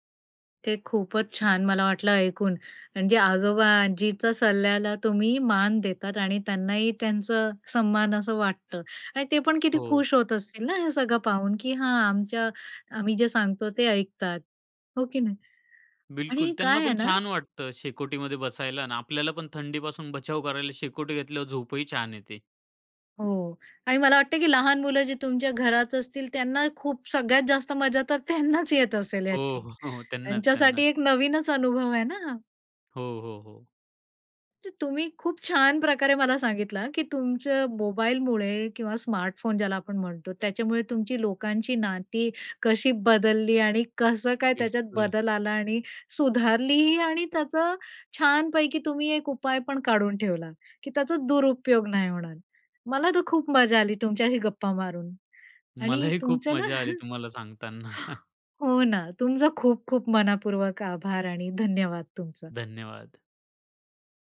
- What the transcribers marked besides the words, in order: other background noise; tapping; laughing while speaking: "त्यांनाच"; laughing while speaking: "हो"; laughing while speaking: "मलाही खूप"; chuckle; laughing while speaking: "सांगताना"
- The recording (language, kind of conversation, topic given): Marathi, podcast, स्मार्टफोनमुळे तुमची लोकांशी असलेली नाती कशी बदलली आहेत?